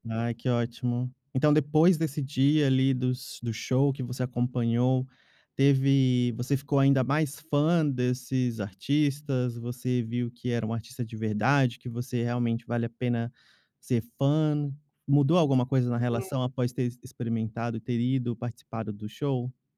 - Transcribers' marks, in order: tapping
- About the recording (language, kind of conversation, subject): Portuguese, podcast, Qual show foi inesquecível pra você?